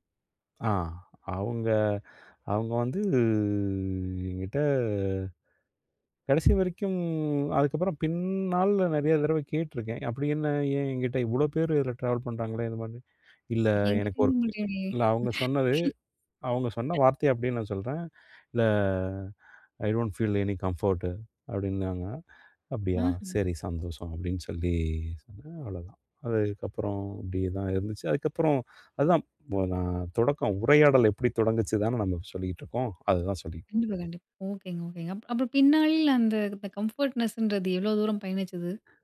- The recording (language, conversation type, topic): Tamil, podcast, புதிய மனிதர்களுடன் உரையாடலை எவ்வாறு தொடங்குவீர்கள்?
- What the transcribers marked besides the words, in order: drawn out: "வந்து, என்கிட்ட கடைசி வரைக்கும்"; drawn out: "பின்னாள்ல"; unintelligible speech; other noise; other background noise; in English: "கம்ஃபர்ட்னெஸ்"